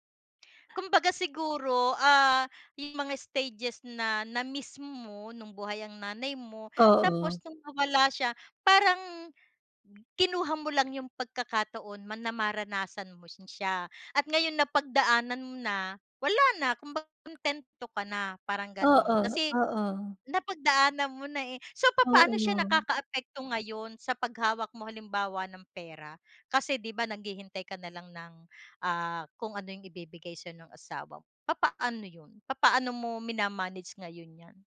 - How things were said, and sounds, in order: none
- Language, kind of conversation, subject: Filipino, podcast, Ano ang pinakamahalagang aral na natutunan mo sa buhay?